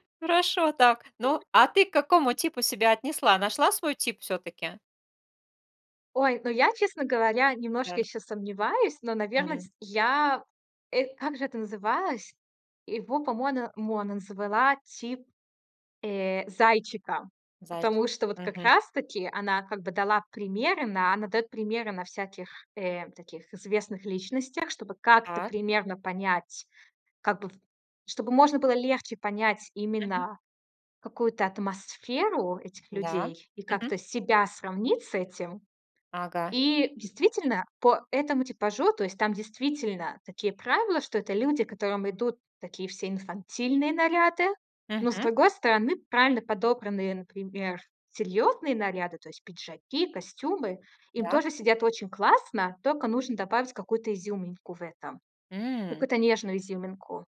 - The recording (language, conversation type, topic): Russian, podcast, Как меняется самооценка при смене имиджа?
- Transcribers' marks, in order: other noise